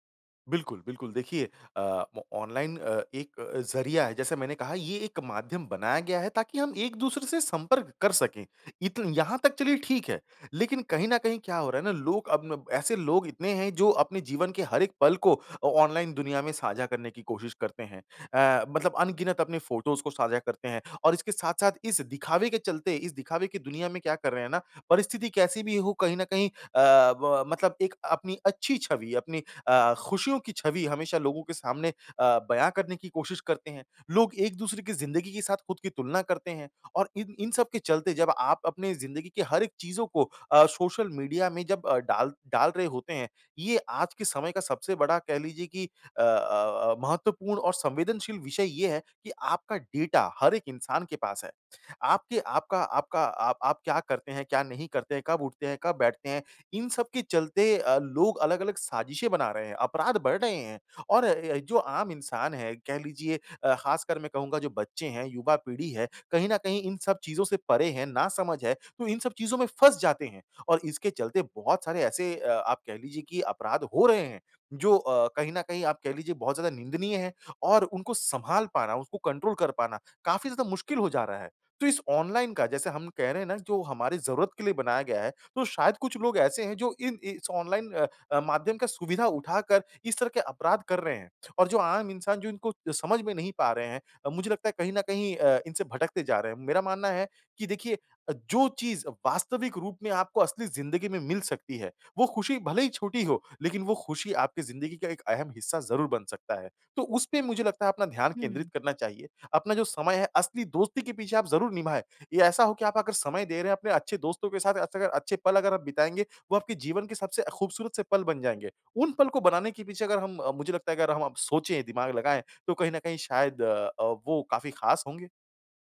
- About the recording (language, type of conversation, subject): Hindi, podcast, ऑनलाइन दोस्ती और असली दोस्ती में क्या फर्क लगता है?
- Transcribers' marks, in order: in English: "फ़ोटोज़"; tapping; in English: "डेटा"; in English: "कंट्रोल"; other background noise